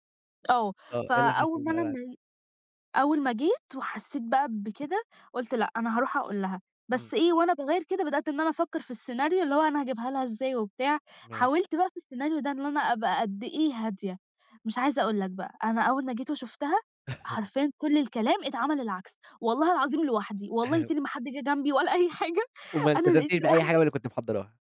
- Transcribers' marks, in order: chuckle; throat clearing; laughing while speaking: "ولا أي حاجة"
- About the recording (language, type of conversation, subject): Arabic, podcast, إزاي بتتعامل مع خلاف بسيط مع صاحبك؟